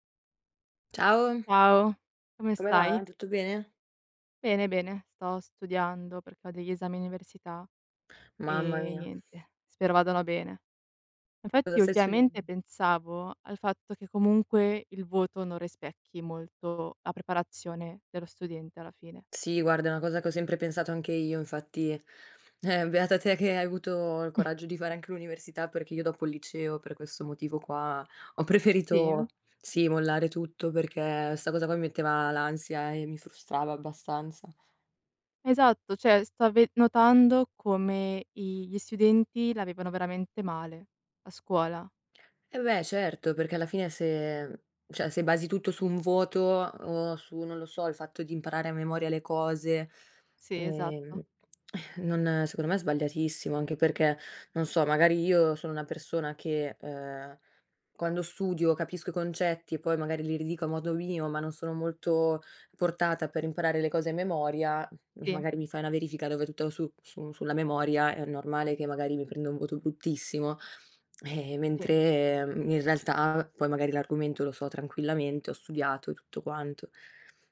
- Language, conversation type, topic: Italian, unstructured, È giusto giudicare un ragazzo solo in base ai voti?
- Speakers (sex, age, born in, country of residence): female, 20-24, Italy, Italy; female, 25-29, Italy, Italy
- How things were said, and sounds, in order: chuckle; laughing while speaking: "preferito"; "cioè" said as "ceh"; "studenti" said as "stiudenti"; "cioè" said as "ceh"; exhale; laughing while speaking: "e"